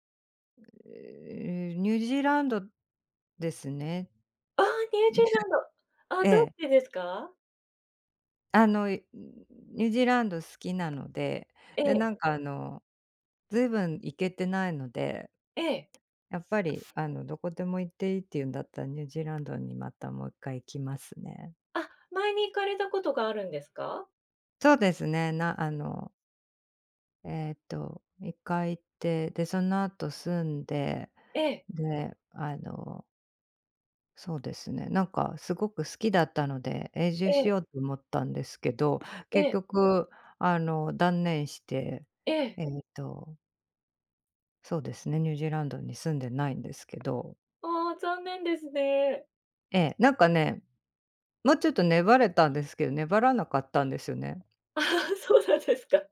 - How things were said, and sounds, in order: unintelligible speech; tapping; laugh; laughing while speaking: "そうなんですか"
- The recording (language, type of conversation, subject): Japanese, unstructured, 旅行で訪れてみたい国や場所はありますか？